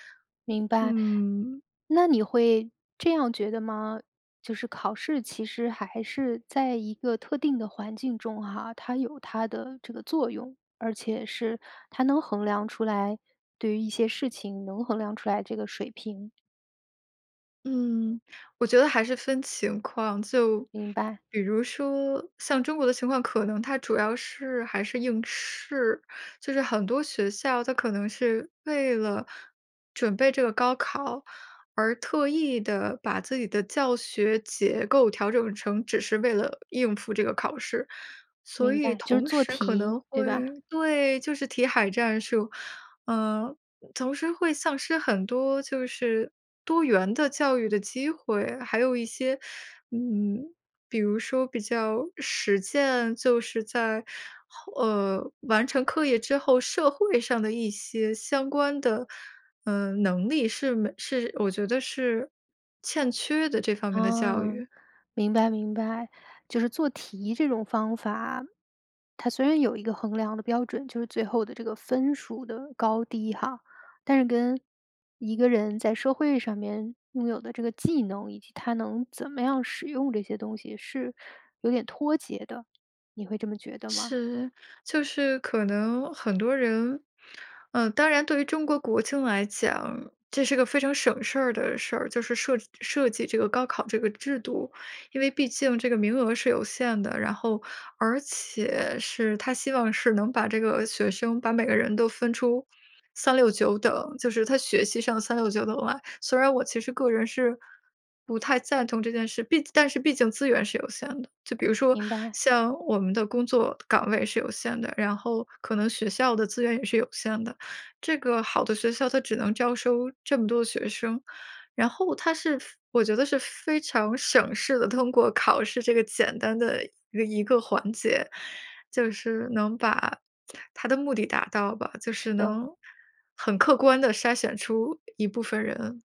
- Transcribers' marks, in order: other background noise; lip smack
- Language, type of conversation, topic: Chinese, podcast, 你怎么看待考试和测验的作用？